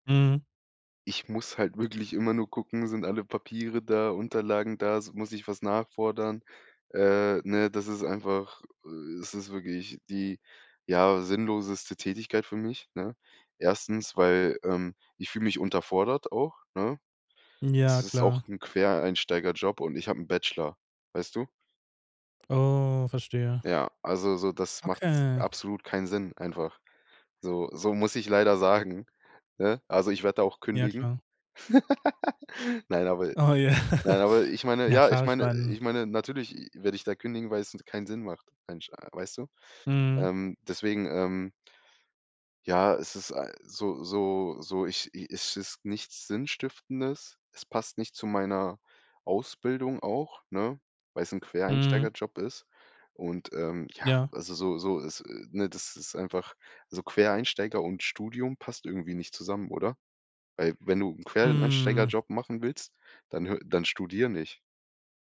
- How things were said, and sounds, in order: drawn out: "Oh"; other background noise; laugh; laughing while speaking: "ja"
- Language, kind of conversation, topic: German, podcast, Was macht einen Job für dich sinnvoll?